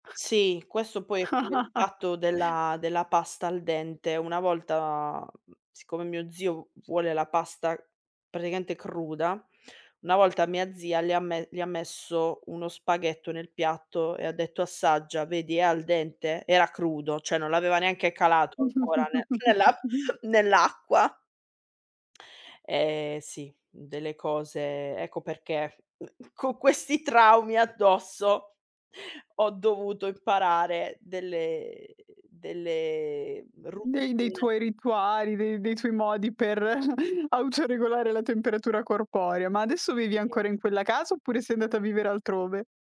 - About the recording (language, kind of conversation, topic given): Italian, podcast, Qual è un rito serale che ti rilassa prima di dormire?
- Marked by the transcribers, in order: other background noise; chuckle; chuckle; laughing while speaking: "nel nell'a nell'acqua"; other noise; chuckle; chuckle